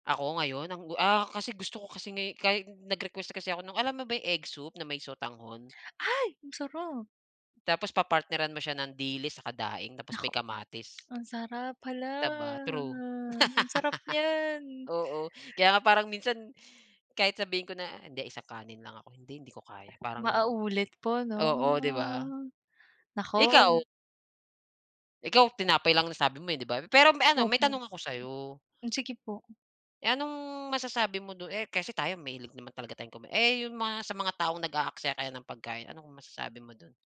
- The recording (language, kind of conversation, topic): Filipino, unstructured, Ano ang masasabi mo sa mga taong nag-aaksaya ng pagkain?
- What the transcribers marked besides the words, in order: surprised: "Ay"; laugh